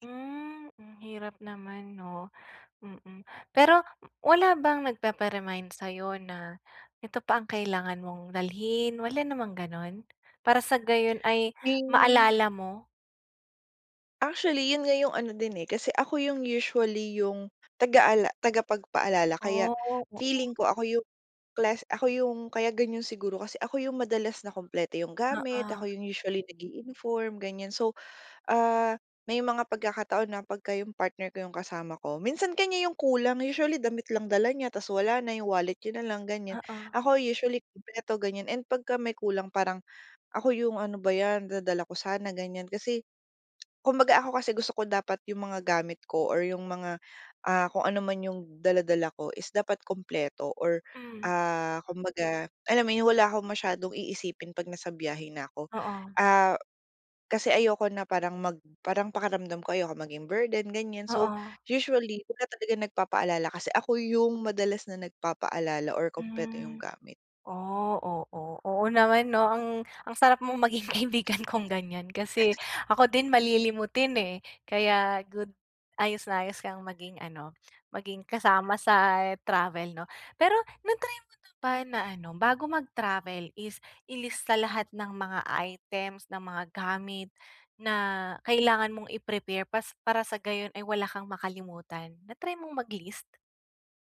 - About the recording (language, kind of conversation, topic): Filipino, advice, Paano ko mapapanatili ang pag-aalaga sa sarili at mababawasan ang stress habang naglalakbay?
- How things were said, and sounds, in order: other background noise; "ganyan" said as "ganyun"; tapping; laughing while speaking: "maging kaibigan kung"; chuckle